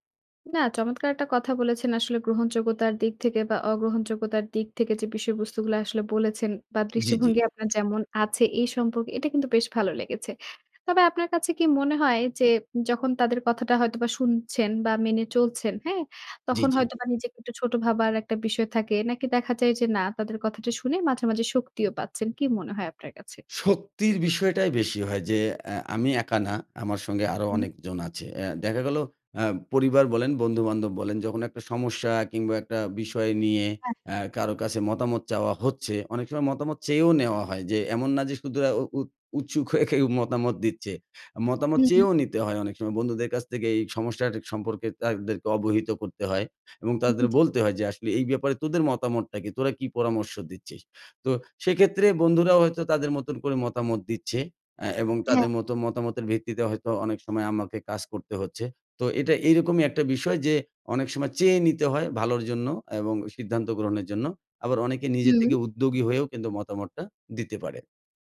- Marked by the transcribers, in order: tapping; horn; laughing while speaking: "কেউ মতামত"; other background noise
- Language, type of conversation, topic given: Bengali, podcast, কীভাবে পরিবার বা বন্ধুদের মতামত সামলে চলেন?